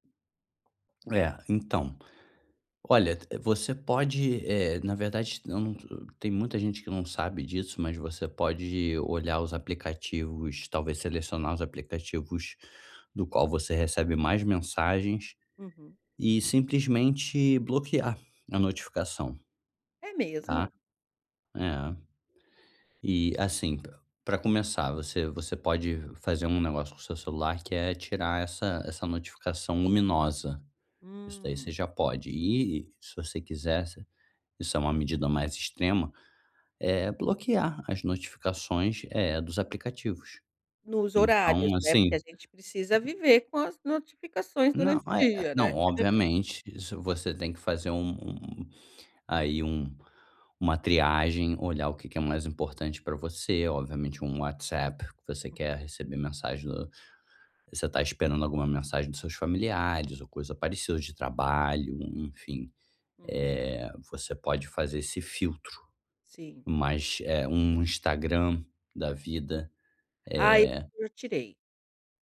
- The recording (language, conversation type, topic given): Portuguese, advice, Como posso resistir à checagem compulsiva do celular antes de dormir?
- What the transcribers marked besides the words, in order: unintelligible speech; laugh; put-on voice: "WhatsApp"; other background noise